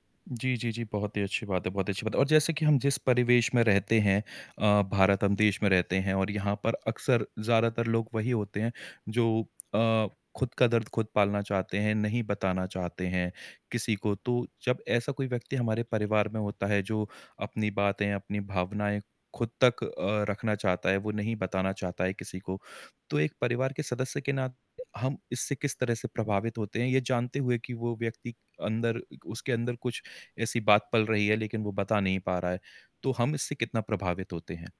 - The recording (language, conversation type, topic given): Hindi, podcast, आप दूसरों की भावनाओं को समझने की कोशिश कैसे करते हैं?
- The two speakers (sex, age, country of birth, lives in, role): female, 35-39, India, India, guest; male, 30-34, India, India, host
- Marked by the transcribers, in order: static; lip smack; tapping